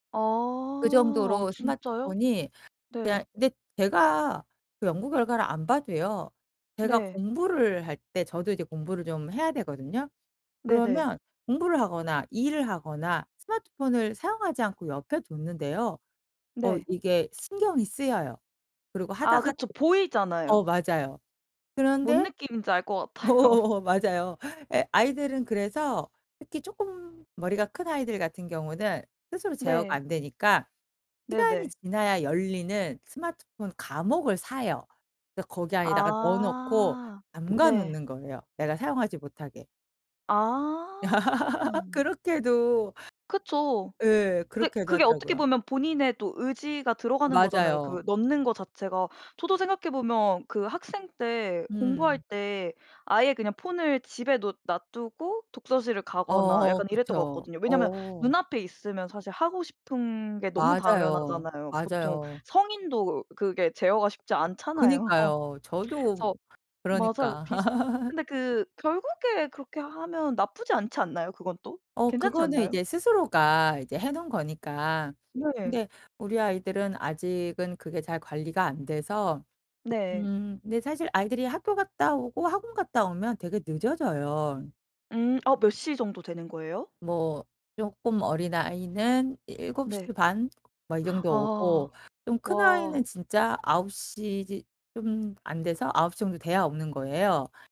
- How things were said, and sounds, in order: other background noise; tapping; laughing while speaking: "어"; laughing while speaking: "같아요"; laugh; laughing while speaking: "않잖아요"; laugh; gasp
- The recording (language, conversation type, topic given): Korean, podcast, 아이들의 스마트폰 사용을 부모는 어떻게 관리해야 할까요?